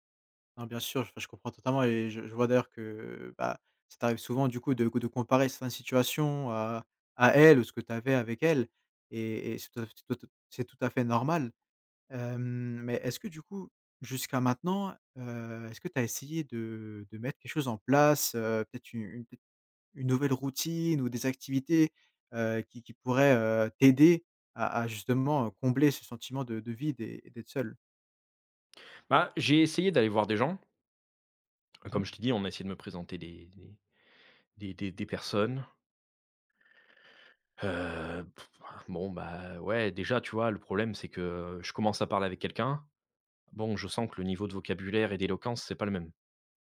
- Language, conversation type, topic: French, advice, Comment as-tu vécu la solitude et le vide après la séparation ?
- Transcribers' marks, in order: scoff